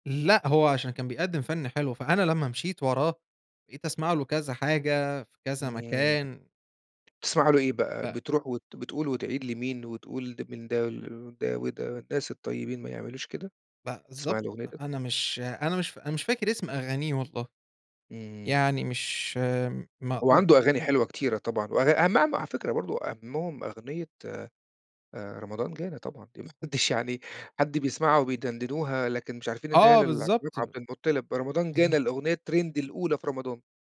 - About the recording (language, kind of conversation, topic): Arabic, podcast, إيه الأغنية اللي بتسمعها لما بيتك القديم بيوحشك؟
- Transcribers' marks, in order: unintelligible speech; in English: "الترند"